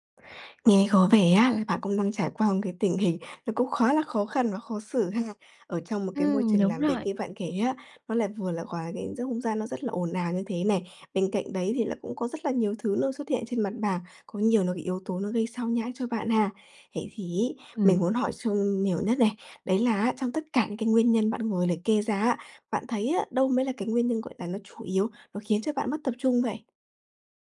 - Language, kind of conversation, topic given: Vietnamese, advice, Làm thế nào để điều chỉnh không gian làm việc để bớt mất tập trung?
- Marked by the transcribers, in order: tapping